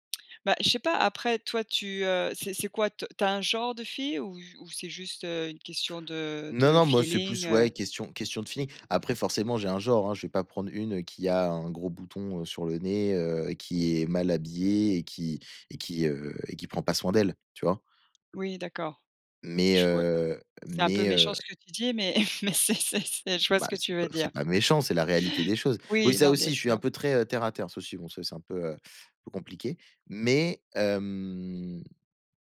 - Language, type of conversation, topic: French, unstructured, Seriez-vous prêt à vivre éternellement sans jamais connaître l’amour ?
- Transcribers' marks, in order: tapping; other background noise; laughing while speaking: "mais c'est c'est c'est"; laugh; drawn out: "hem"